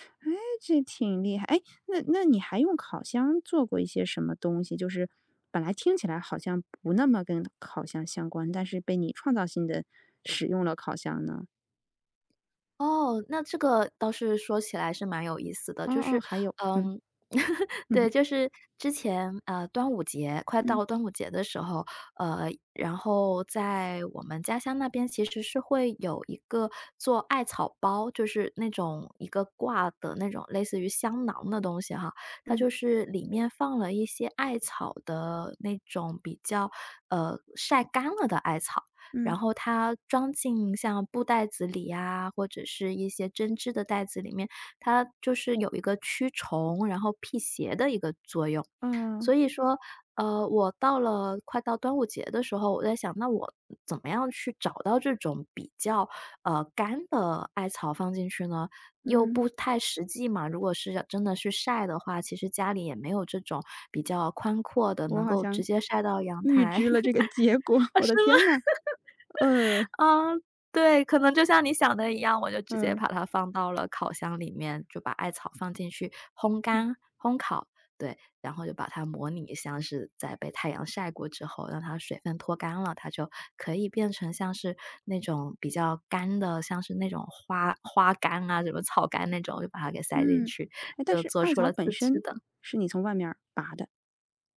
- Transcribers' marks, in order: laugh; tapping; laugh; laughing while speaking: "呃，是吗？"; laughing while speaking: "这个结果"; laugh
- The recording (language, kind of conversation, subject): Chinese, podcast, 你会把烹饪当成一种创作吗？